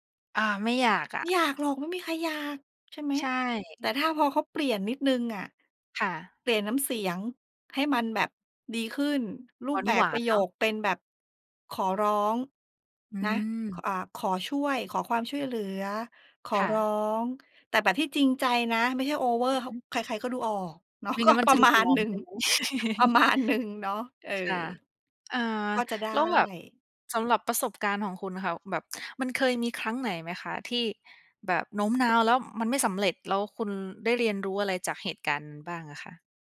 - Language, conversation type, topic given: Thai, unstructured, คุณคิดและรับมืออย่างไรเมื่อเจอสถานการณ์ที่ต้องโน้มน้าวใจคนอื่น?
- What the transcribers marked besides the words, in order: put-on voice: "ไม่อยากหรอก ไม่มีใครอยาก"; other background noise; laughing while speaking: "ก็ประมาณหนึ่ง ประมาณหนึ่ง"; laugh